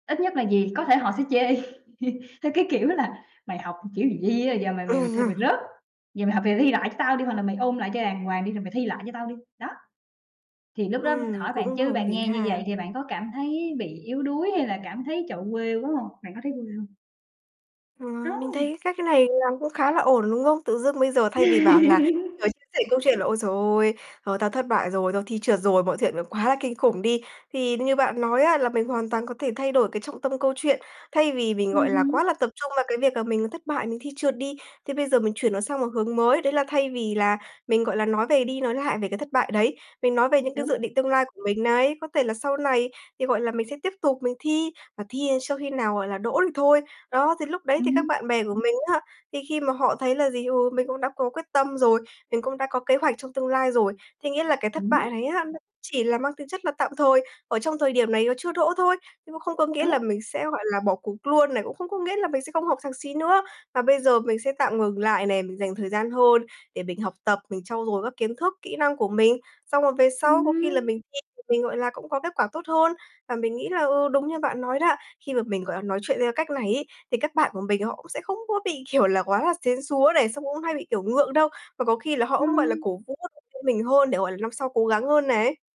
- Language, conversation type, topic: Vietnamese, advice, Vì sao bạn không dám thừa nhận thất bại hoặc sự yếu đuối với bạn bè?
- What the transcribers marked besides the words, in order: laughing while speaking: "chê"; chuckle; tapping; laugh; distorted speech; laugh; "chuyện" said as "thuyện"; other background noise; laughing while speaking: "kiểu là"